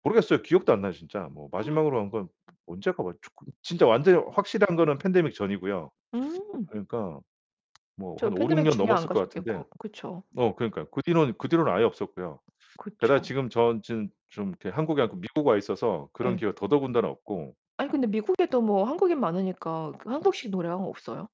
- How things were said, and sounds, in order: gasp; other background noise; distorted speech
- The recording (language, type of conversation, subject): Korean, podcast, 어떤 노래를 들었을 때 가장 많이 울었나요?